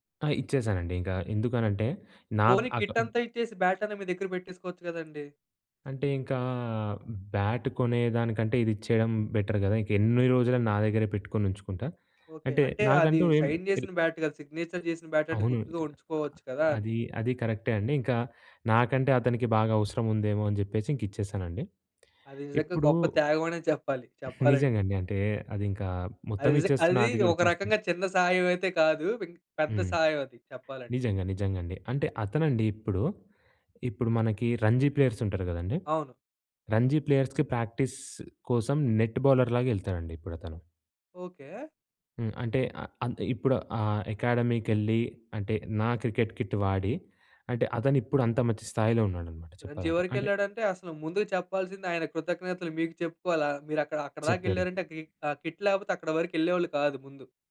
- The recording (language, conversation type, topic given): Telugu, podcast, ఒక చిన్న సహాయం పెద్ద మార్పు తేవగలదా?
- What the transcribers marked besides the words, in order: in English: "కిట్"; other background noise; in English: "బ్యాట్"; in English: "బ్యాట్"; in English: "బెటర్"; in English: "సైన్"; in English: "బ్యాట్"; in English: "సిగ్నేచర్"; in English: "బ్యాట్"; in English: "ప్లేయర్స్"; in English: "ప్లేయర్స్‌కి ప్రాక్టీస్"; in English: "నెట్ బౌలర్‌లాగా"; in English: "క్రికెట్ కిట్"; in English: "కిట్"